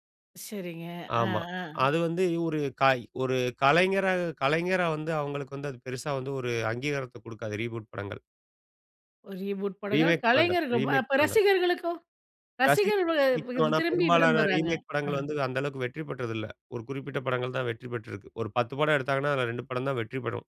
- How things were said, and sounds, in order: in English: "ரீபூட்"; in English: "ரீபூட்"; in English: "ரீமேக்"; in English: "ரீமேக்"; unintelligible speech; in English: "ரீமேக்"
- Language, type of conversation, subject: Tamil, podcast, திரைப்பட கதைகளின் மறுசெய்தல்கள் மற்றும் புதுப்பதிப்புகள் மக்களின் ரசனையை எப்படி மாற்றுகின்றன?